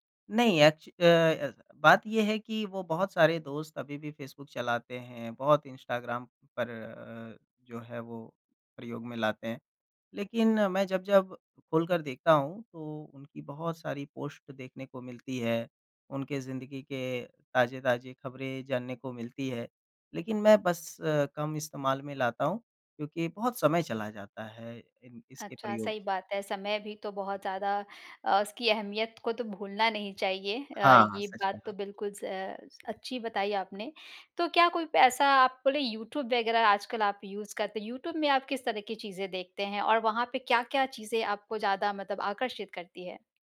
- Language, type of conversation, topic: Hindi, podcast, सोशल मीडिया ने आपके स्टाइल को कैसे बदला है?
- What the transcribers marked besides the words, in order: tapping; in English: "यूज़"